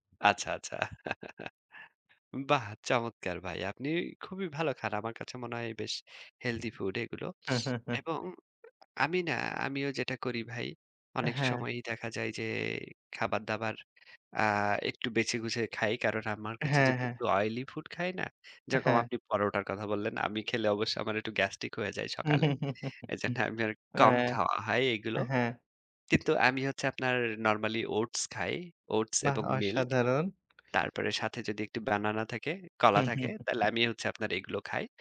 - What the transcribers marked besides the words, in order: laugh; in English: "Healthy food"; snort; chuckle; in English: "Oily food"; chuckle; tapping; in English: "Oats"; in English: "Oats"; chuckle
- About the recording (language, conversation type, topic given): Bengali, unstructured, শরীর সুস্থ রাখতে আপনার মতে কোন ধরনের খাবার সবচেয়ে বেশি প্রয়োজন?